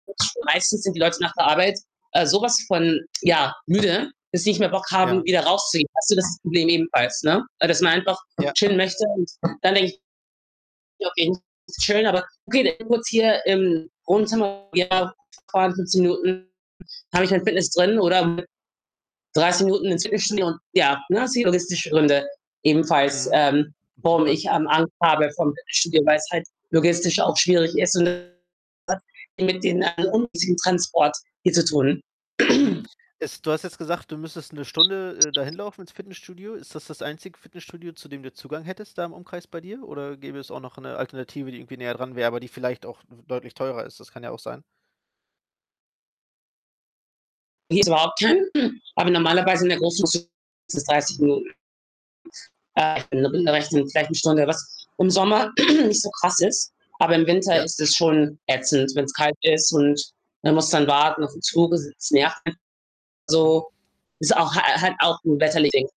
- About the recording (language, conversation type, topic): German, advice, Wann und warum empfindest du Angst oder Scham, ins Fitnessstudio zu gehen?
- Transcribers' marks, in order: other background noise; distorted speech; unintelligible speech; static; unintelligible speech; throat clearing; bird; unintelligible speech; unintelligible speech; unintelligible speech; throat clearing; unintelligible speech; unintelligible speech